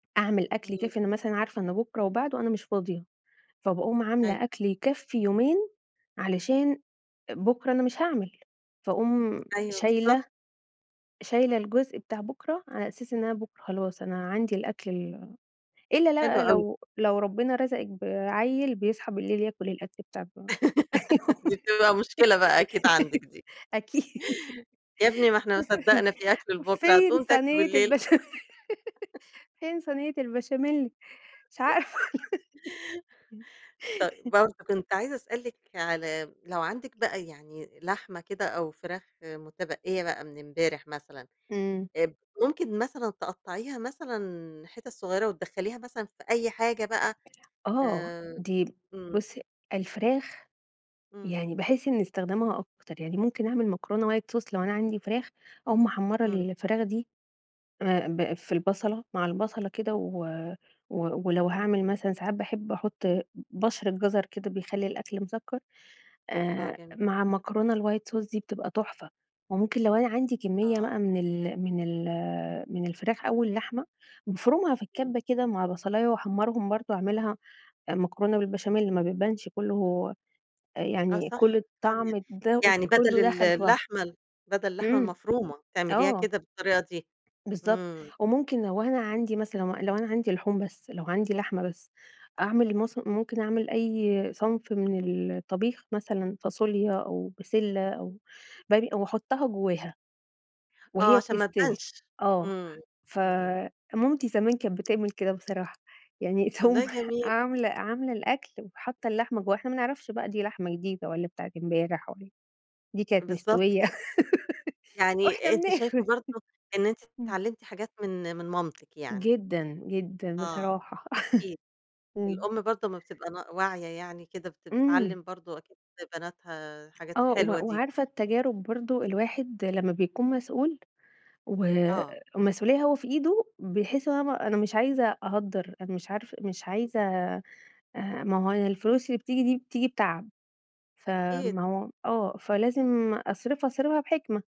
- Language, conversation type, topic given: Arabic, podcast, ازاي بتتعامل مع بواقي الأكل وتحوّلها لأكلة جديدة؟
- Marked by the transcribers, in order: laugh; laughing while speaking: "دي بتبقى مشكلة بقى أكيد عندِك دي"; chuckle; laughing while speaking: "هتقوم تاكله بالليل؟"; laugh; unintelligible speech; laughing while speaking: "أكيد. فين صينية البشام فين صينية البشاميل؟ مش عارفة. امم"; chuckle; chuckle; chuckle; in English: "white sauce"; in English: "الwhite sauce"; unintelligible speech; tapping; laughing while speaking: "تقوم"; laugh; laughing while speaking: "وإحنا بناكل"; chuckle